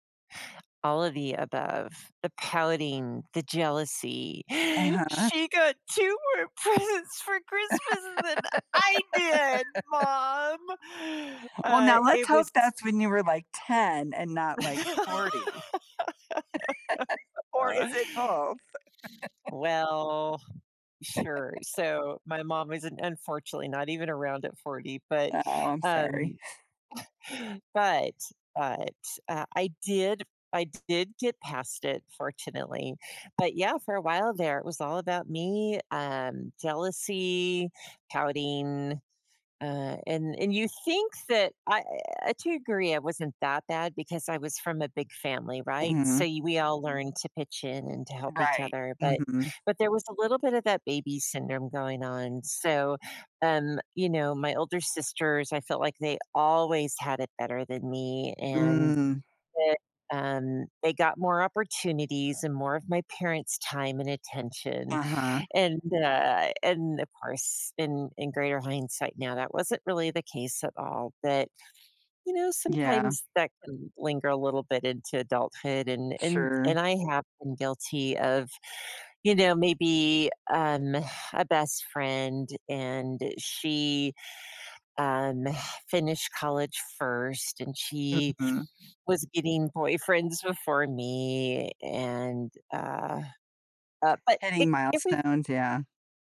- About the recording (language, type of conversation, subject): English, unstructured, How can one handle jealousy when friends get excited about something new?
- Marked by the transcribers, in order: other background noise; gasp; put-on voice: "She got two more presents for Christmas than I did, mom"; laugh; laugh; laugh; chuckle; tapping; stressed: "always"